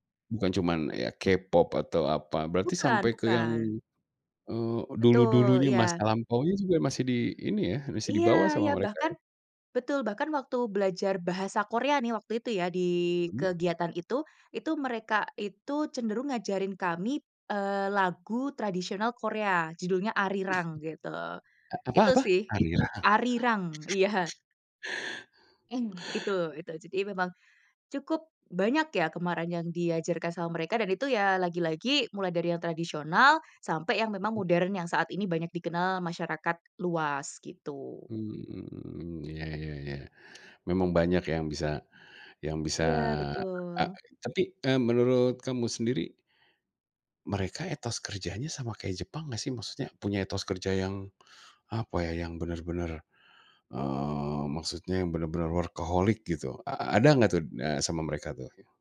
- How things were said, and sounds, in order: tapping; chuckle
- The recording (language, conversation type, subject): Indonesian, podcast, Apa pengalaman belajar yang paling berkesan dalam hidupmu?
- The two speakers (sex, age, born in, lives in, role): female, 25-29, Indonesia, Indonesia, guest; male, 40-44, Indonesia, Indonesia, host